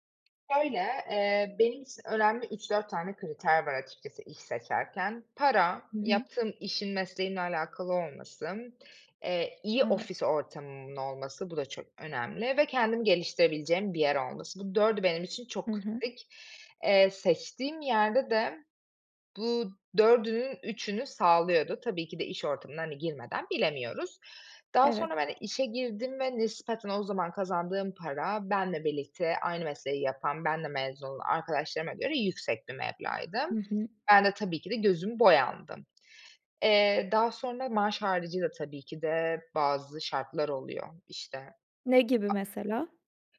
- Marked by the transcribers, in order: tapping
- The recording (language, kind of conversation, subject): Turkish, podcast, Para mı, iş tatmini mi senin için daha önemli?